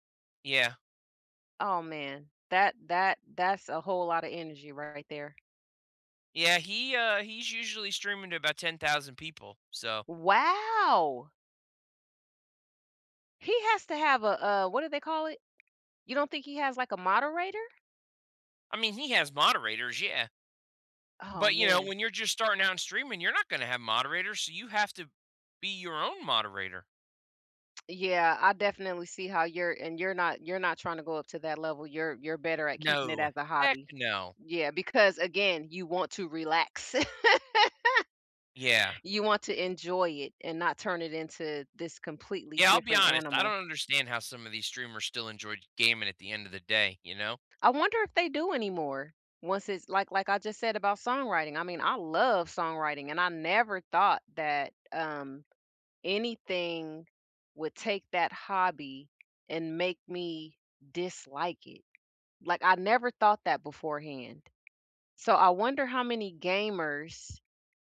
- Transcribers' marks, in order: drawn out: "Wow!"; other background noise; stressed: "Heck"; laugh; tapping
- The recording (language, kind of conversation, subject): English, unstructured, What hobby would help me smile more often?